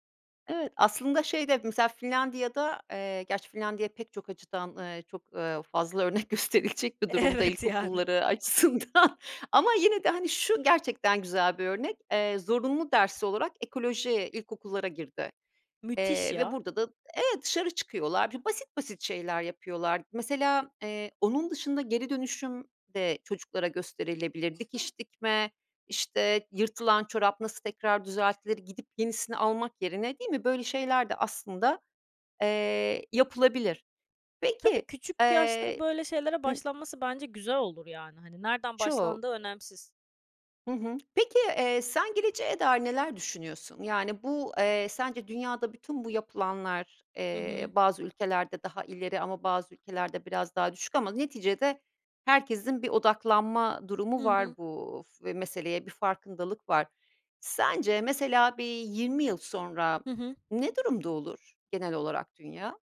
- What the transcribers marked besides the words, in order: laughing while speaking: "Evet, yani"; laughing while speaking: "gösterilecek"; laughing while speaking: "açısından"; other background noise
- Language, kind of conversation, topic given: Turkish, podcast, Günlük hayatta atıkları azaltmak için neler yapıyorsun, anlatır mısın?